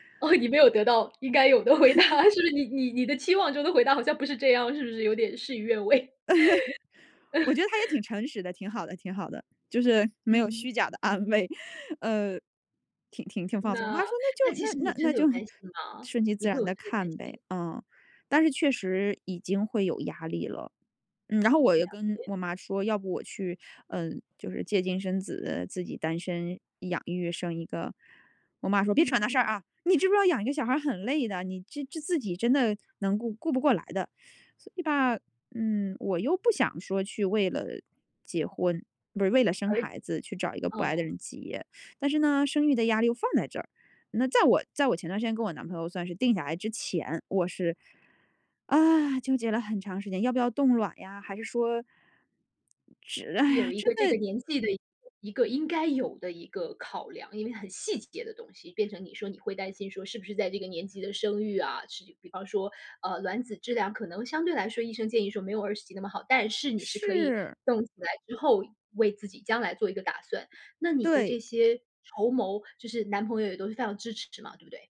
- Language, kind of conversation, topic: Chinese, podcast, 你家人在结婚年龄这件事上会给你多大压力？
- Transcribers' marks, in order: laughing while speaking: "哦，你没有得到应该有的 … 有点事与愿违？"; giggle; laugh; chuckle; laughing while speaking: "地安慰"; put-on voice: "别扯那事儿啊，你知不知道养一个小孩儿很累的"; other background noise